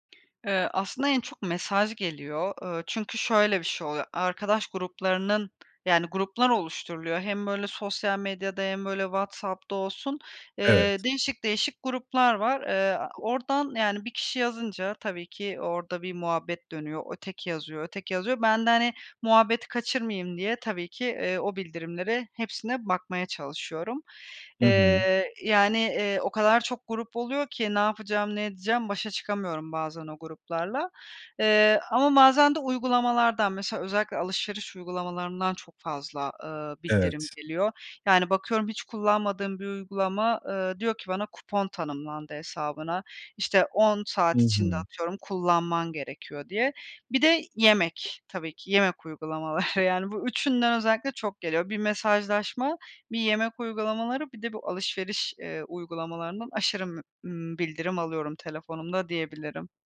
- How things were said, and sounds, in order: other background noise; other noise; tapping; chuckle
- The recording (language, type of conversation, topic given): Turkish, advice, Telefon ve bildirimleri kontrol edemediğim için odağım sürekli dağılıyor; bunu nasıl yönetebilirim?